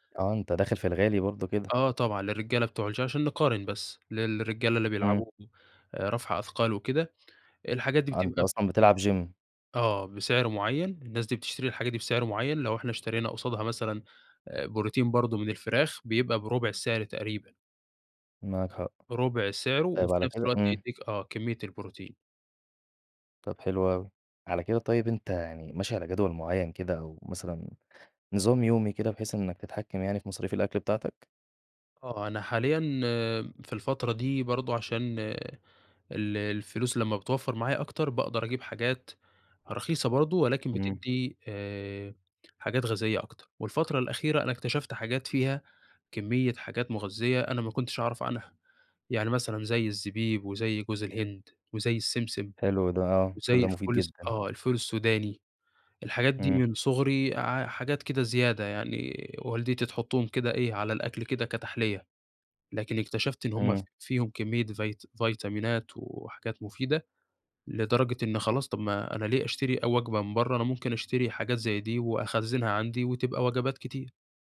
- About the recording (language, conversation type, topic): Arabic, podcast, إزاي تحافظ على أكل صحي بميزانية بسيطة؟
- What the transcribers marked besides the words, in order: tapping; in English: "GYM"